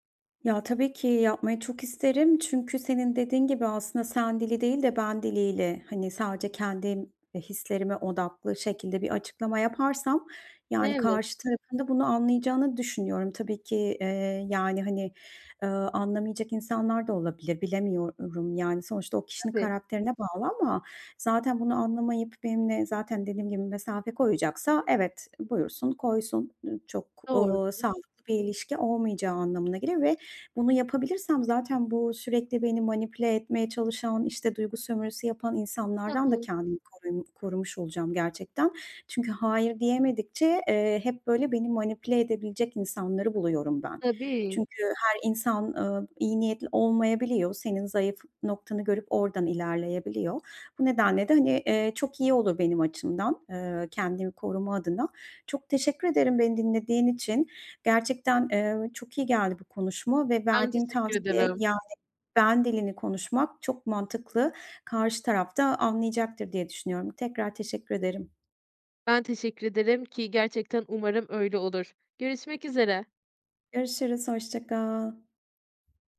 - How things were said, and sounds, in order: tapping; other background noise
- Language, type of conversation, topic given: Turkish, advice, Kişisel sınırlarımı nasıl daha iyi belirleyip koruyabilirim?